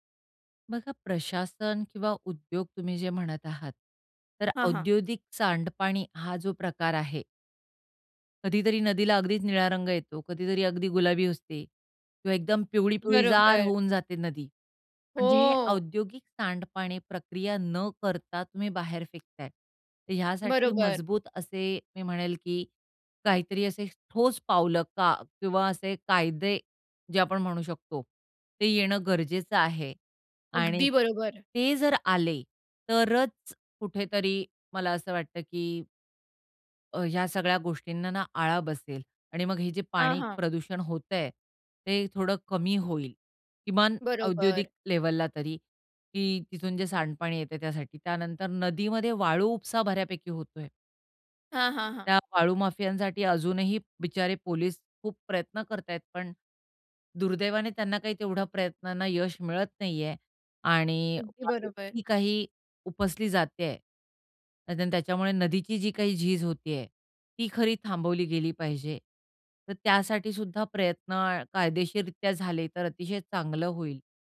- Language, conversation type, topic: Marathi, podcast, नद्या आणि ओढ्यांचे संरक्षण करण्यासाठी लोकांनी काय करायला हवे?
- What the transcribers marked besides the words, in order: "औद्योगिक" said as "औद्योदिक"; "औद्योगिक" said as "औद्योदिक"; unintelligible speech